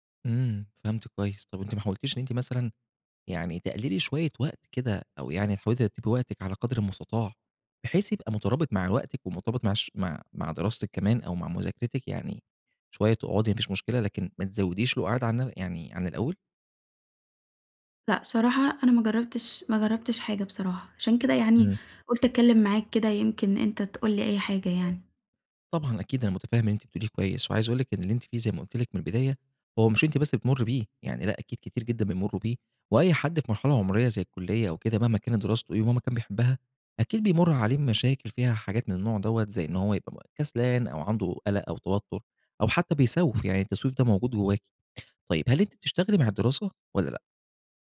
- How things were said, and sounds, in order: none
- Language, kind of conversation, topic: Arabic, advice, إزاي بتتعامل مع التسويف وبتخلص شغلك في آخر لحظة؟